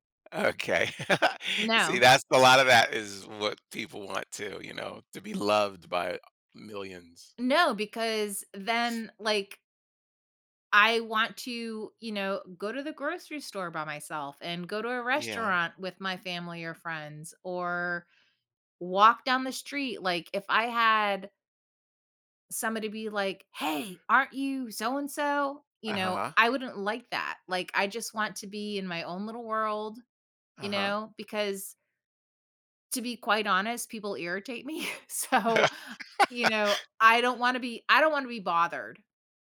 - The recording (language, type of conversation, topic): English, unstructured, How does where you live affect your sense of identity and happiness?
- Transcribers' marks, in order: laughing while speaking: "Okay"; laugh; laughing while speaking: "me, so"; laugh